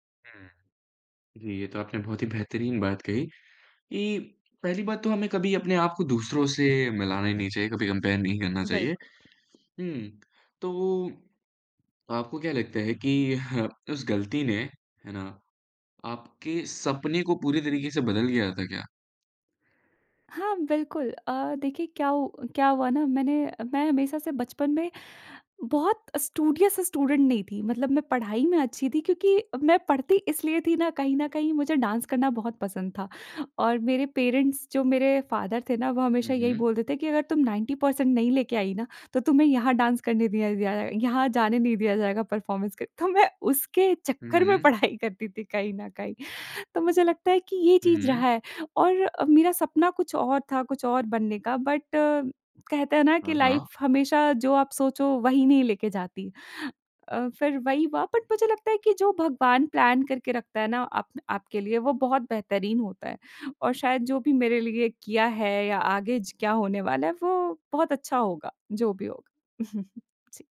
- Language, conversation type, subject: Hindi, podcast, कौन सी गलती बाद में आपके लिए वरदान साबित हुई?
- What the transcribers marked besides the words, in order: other background noise; in English: "कंपेयर"; tapping; in English: "स्टूडियस स्टूडेंट"; in English: "डांस"; in English: "पेरेंट्स"; in English: "फादर"; in English: "नाइंटी पर्सेंट"; in English: "डांस"; in English: "परफॉर्मेंस"; laughing while speaking: "तो मैं"; laughing while speaking: "पढ़ाई करती थी कहीं न कहीं"; in English: "बट"; in English: "लाइफ"; in English: "बट"; in English: "प्लान"; chuckle